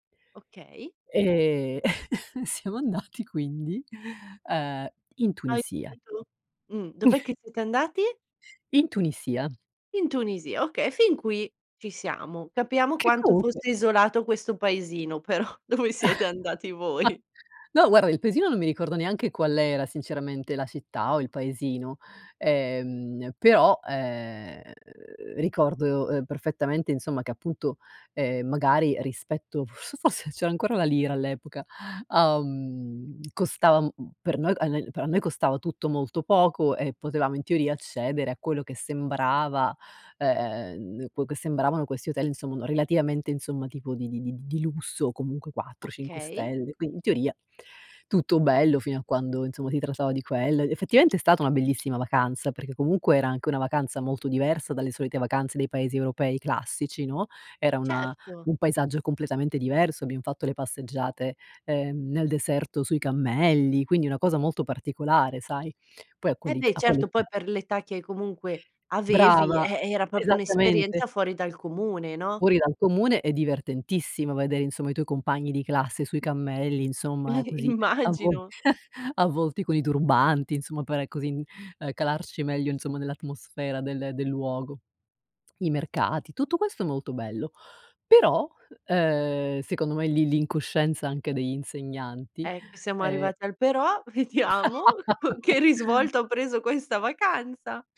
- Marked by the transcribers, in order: chuckle; laughing while speaking: "siamo andati"; unintelligible speech; chuckle; laughing while speaking: "però dove siete andati voi"; chuckle; "proprio" said as "propio"; chuckle; chuckle; laugh; laughing while speaking: "vediamo co"
- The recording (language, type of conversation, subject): Italian, podcast, Qual è stata la tua peggiore disavventura in vacanza?